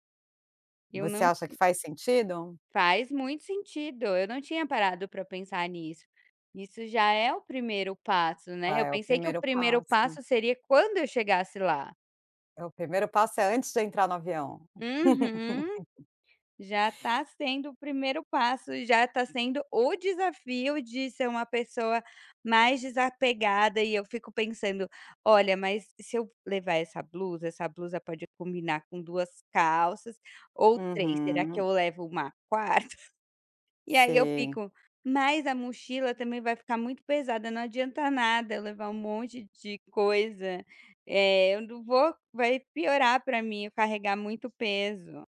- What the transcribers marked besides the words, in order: laugh
- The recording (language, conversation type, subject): Portuguese, podcast, Como você mistura conforto e estilo?